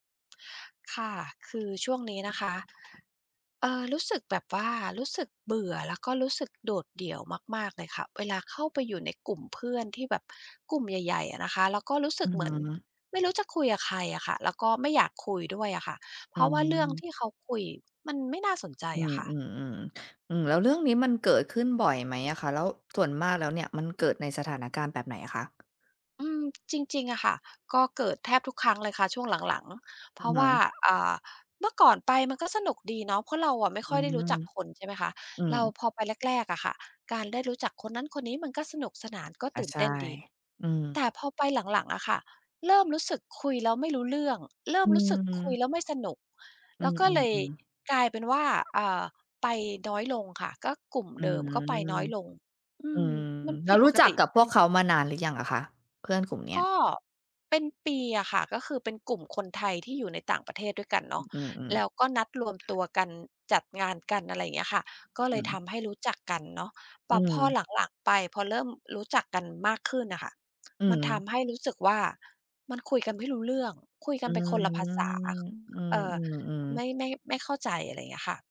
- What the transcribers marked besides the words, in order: other background noise; tapping; drawn out: "อืม"; unintelligible speech; unintelligible speech; drawn out: "อืม"
- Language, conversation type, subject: Thai, advice, ทำไมฉันถึงรู้สึกโดดเดี่ยวแม้อยู่กับกลุ่มเพื่อน?